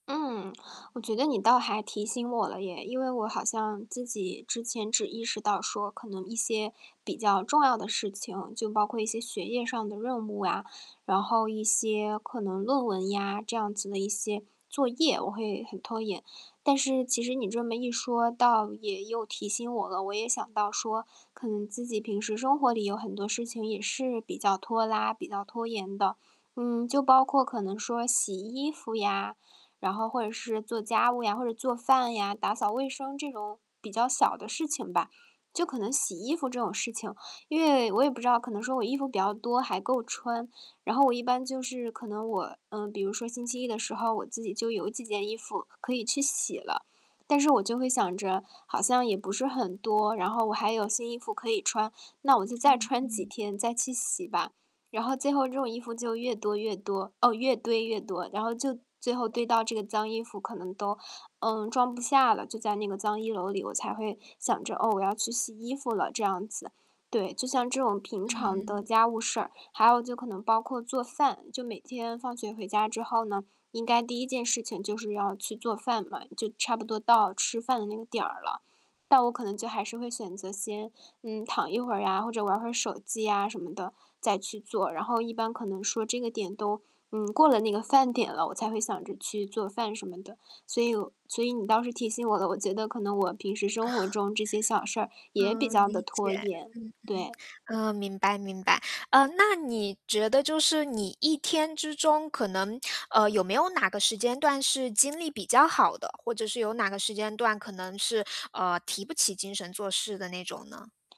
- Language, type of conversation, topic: Chinese, advice, 我该如何从小处着手，通过小改变来克服拖延习惯？
- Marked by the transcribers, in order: static; distorted speech; chuckle